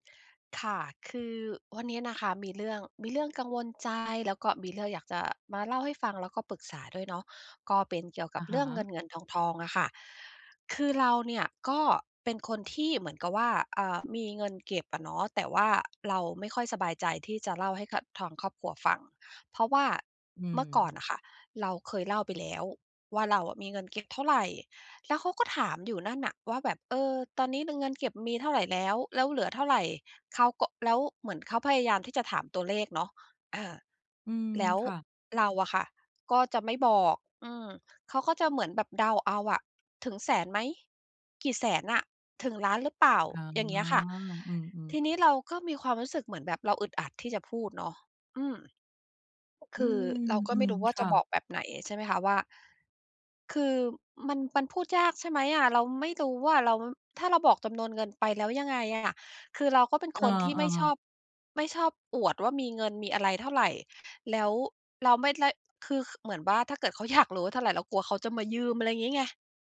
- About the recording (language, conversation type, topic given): Thai, advice, จะเริ่มคุยเรื่องการเงินกับคนในครอบครัวยังไงดีเมื่อฉันรู้สึกกังวลมาก?
- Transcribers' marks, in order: other background noise